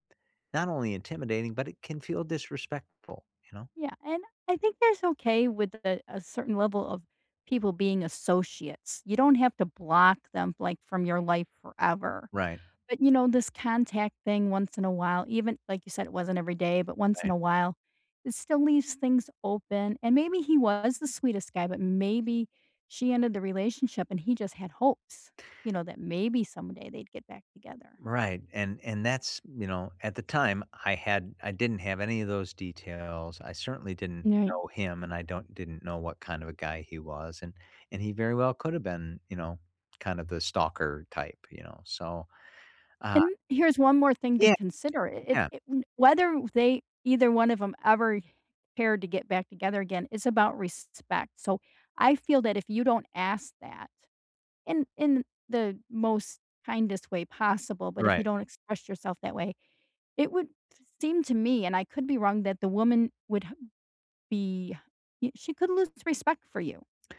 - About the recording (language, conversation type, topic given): English, unstructured, Is it okay to date someone who still talks to their ex?
- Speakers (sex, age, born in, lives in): female, 60-64, United States, United States; male, 55-59, United States, United States
- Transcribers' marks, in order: unintelligible speech